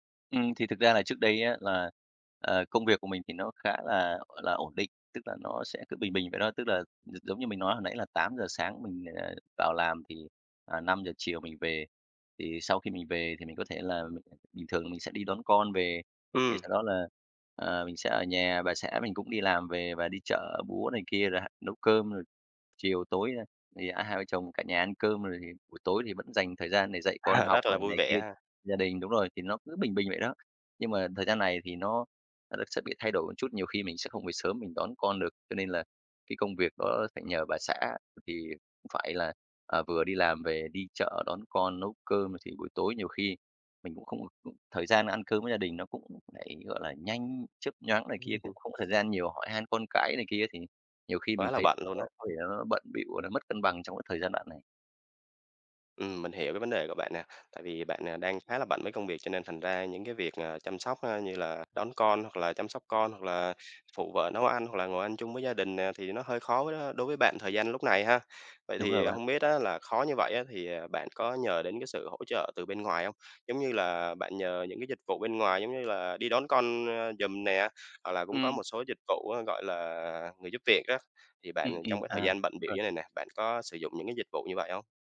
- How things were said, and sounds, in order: other background noise; laughing while speaking: "À"; tapping; chuckle
- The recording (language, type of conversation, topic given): Vietnamese, advice, Làm thế nào để cân bằng giữa công việc và việc chăm sóc gia đình?